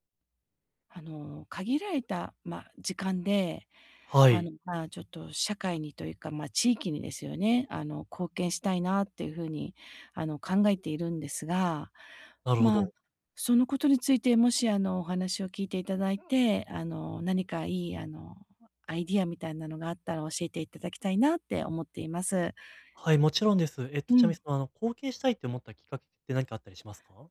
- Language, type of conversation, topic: Japanese, advice, 限られた時間で、どうすれば周りの人や社会に役立つ形で貢献できますか？
- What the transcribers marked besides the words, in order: none